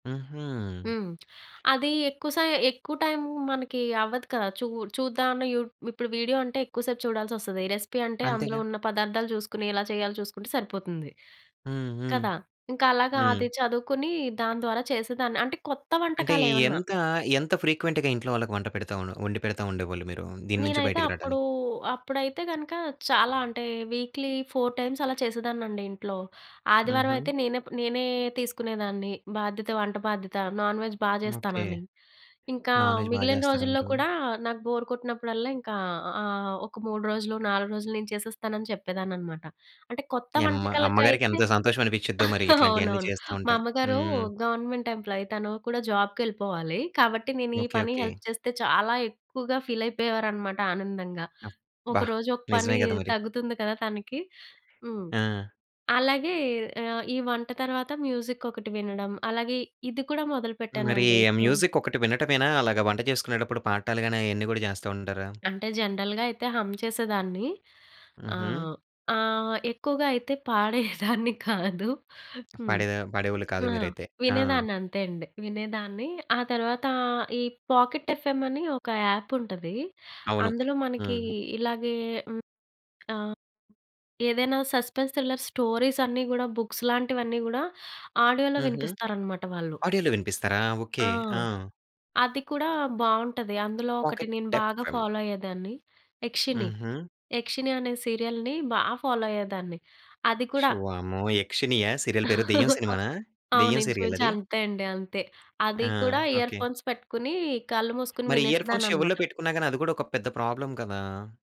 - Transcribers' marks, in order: other background noise; in English: "రెసిపీ"; in English: "ఫ్రీక్వెంట్‌గా"; in English: "వీక్లీ ఫోర్ టైమ్స్"; in English: "నాన్ వెజ్"; in English: "నాన్‌వెజ్"; in English: "బోర్"; giggle; in English: "గవర్నమెంట్ ఎంప్లాయ్"; in English: "హెల్ప్"; in English: "మ్యూజిక్"; tapping; in English: "జనరల్‌గా"; in English: "హం"; giggle; in English: "పాకెట్ ఎఫ్ఎం"; in English: "యాప్"; in English: "సస్పెన్స్ థ్రిల్లర్స్"; in English: "బుక్స్"; in English: "ఆడియో‌లో"; in English: "ఆడియోలో"; in English: "పాకెట్ ఎఫ్‌ఎమ్"; in English: "ఫాలో"; in English: "సీరియల్‌ని"; in English: "ఫాలో"; in English: "సీరియల్"; giggle; in English: "ఇయర్ ఫోన్స్"; in English: "ఇయర్‌ఫోన్స్"; in English: "ప్రాబ్లమ్"
- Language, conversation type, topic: Telugu, podcast, మీరు స్క్రీన్ టైమ్ తగ్గించుకోవడానికి ఏ సాధారణ అలవాట్లు పాటిస్తున్నారు?